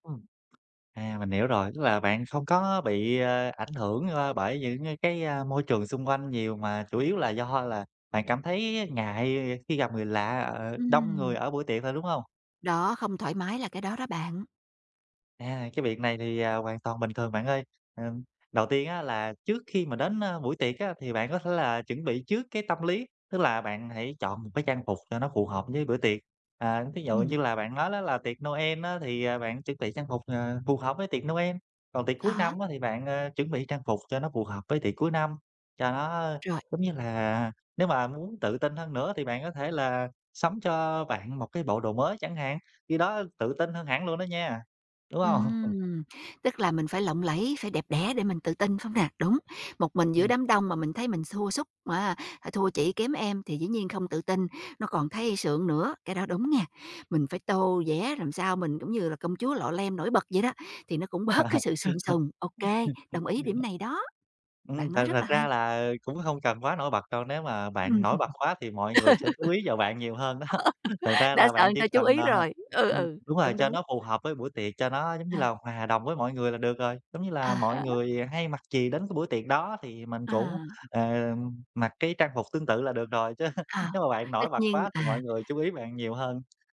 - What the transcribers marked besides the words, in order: tapping; other background noise; chuckle; laugh; laughing while speaking: "bớt"; laughing while speaking: "Ừm, ừ"; laughing while speaking: "đó"; laugh; "người" said as "ừn"; laughing while speaking: "chứ"
- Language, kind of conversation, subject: Vietnamese, advice, Làm sao để cảm thấy thoải mái khi đi dự tiệc?